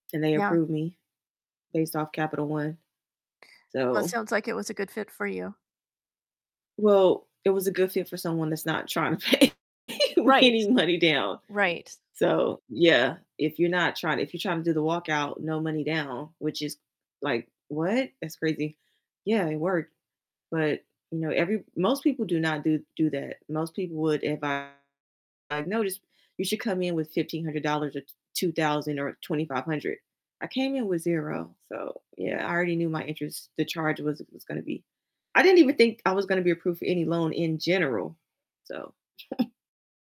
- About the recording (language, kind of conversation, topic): English, unstructured, What do you think about the way credit card companies charge interest?
- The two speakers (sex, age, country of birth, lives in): female, 40-44, United States, United States; female, 65-69, United States, United States
- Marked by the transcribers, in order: static; laughing while speaking: "pay pay any money down"; distorted speech; chuckle